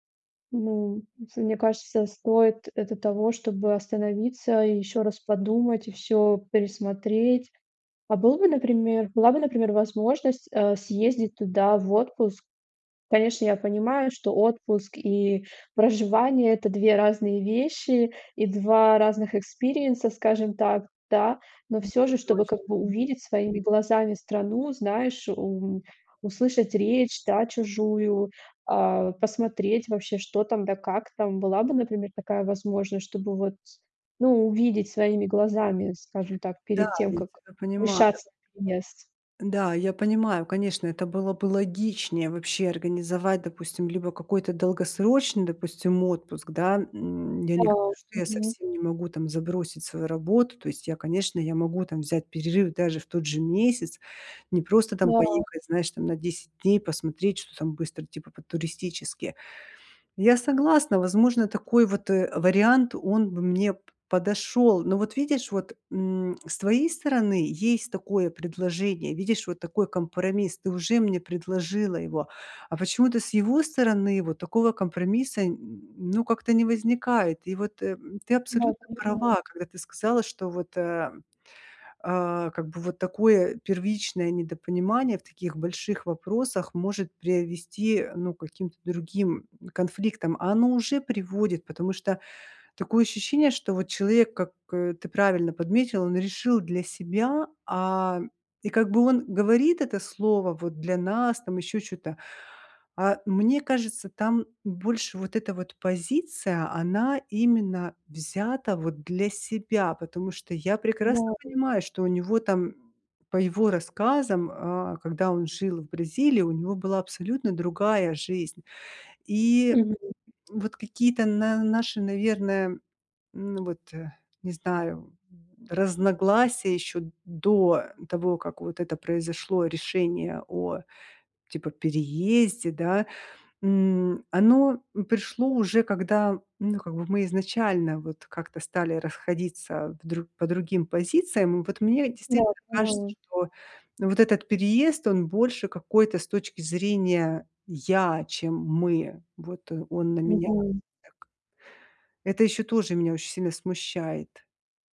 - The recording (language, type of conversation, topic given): Russian, advice, Как понять, совместимы ли мы с партнёром, если у нас разные жизненные приоритеты?
- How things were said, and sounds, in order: tapping; background speech